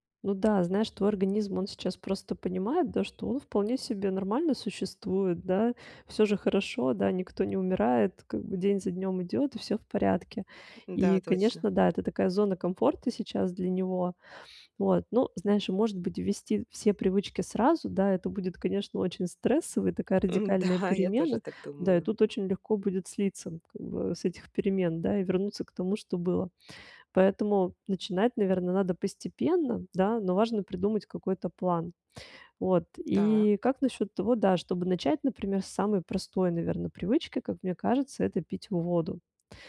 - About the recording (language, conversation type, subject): Russian, advice, Как маленькие ежедневные шаги помогают добиться устойчивых изменений?
- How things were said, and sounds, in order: tapping